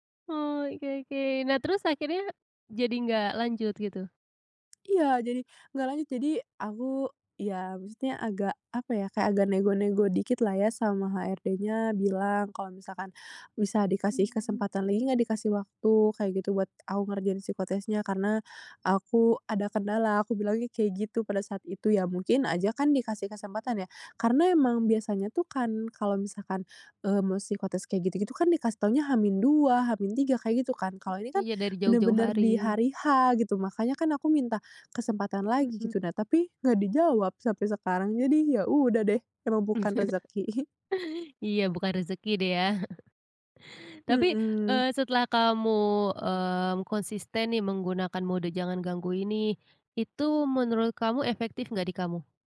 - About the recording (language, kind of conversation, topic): Indonesian, podcast, Bagaimana cara kamu mengatasi gangguan notifikasi di ponsel?
- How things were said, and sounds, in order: tapping; chuckle